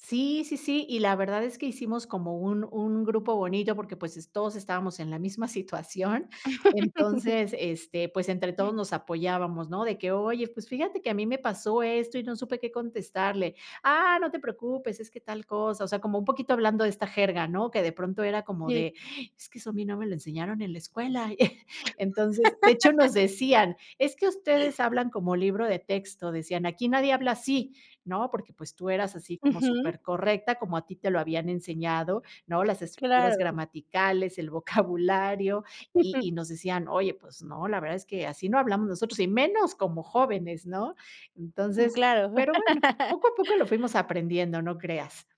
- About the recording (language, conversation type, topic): Spanish, podcast, ¿Puedes contarme sobre un viaje que te hizo ver la vida de manera diferente?
- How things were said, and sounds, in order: laugh; other noise; laugh; chuckle; gasp; chuckle; laugh